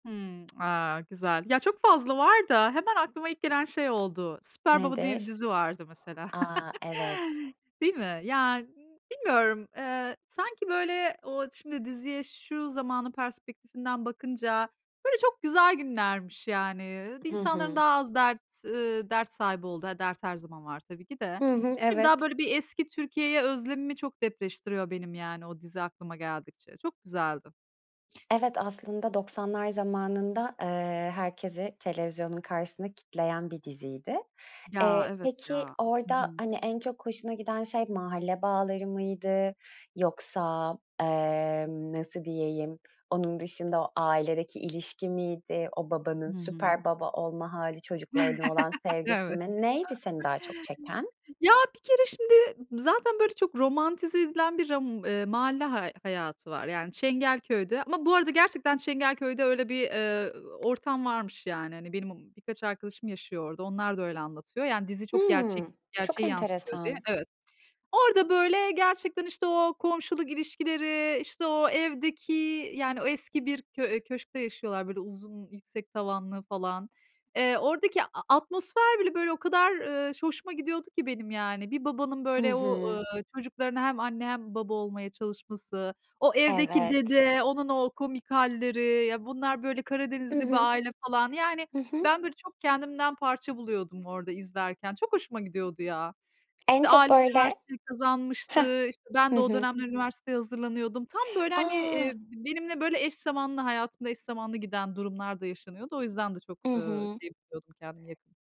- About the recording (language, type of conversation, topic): Turkish, podcast, Çocukluğundan aklında kalan bir dizi ya da filmi bana anlatır mısın?
- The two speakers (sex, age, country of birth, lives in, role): female, 35-39, Turkey, Greece, host; female, 40-44, Turkey, Netherlands, guest
- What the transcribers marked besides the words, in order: other background noise; tapping; chuckle; sniff; chuckle